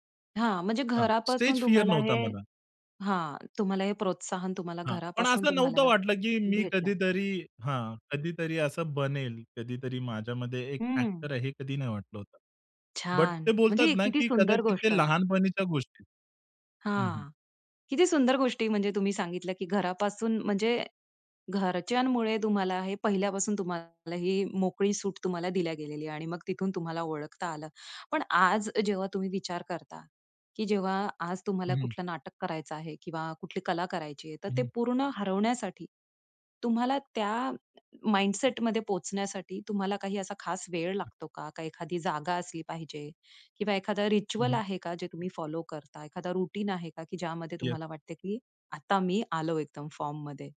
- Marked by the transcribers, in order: in English: "स्टेज फिअर"; other background noise; tapping; in English: "माइंडसेटमध्ये"; in English: "रिच्युअल"; in English: "रूटीन"
- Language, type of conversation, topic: Marathi, podcast, एखादी कला ज्यात तुम्हाला पूर्णपणे हरवून जायचं वाटतं—ती कोणती?